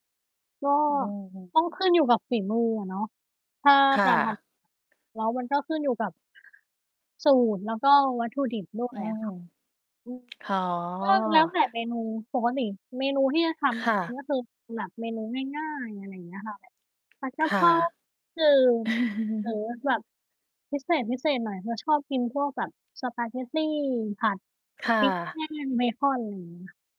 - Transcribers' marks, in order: distorted speech; chuckle
- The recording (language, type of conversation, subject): Thai, unstructured, คุณมีเคล็ดลับอะไรในการทำอาหารให้อร่อยขึ้นบ้างไหม?
- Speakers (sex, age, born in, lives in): female, 30-34, Thailand, Thailand; female, 40-44, Thailand, Sweden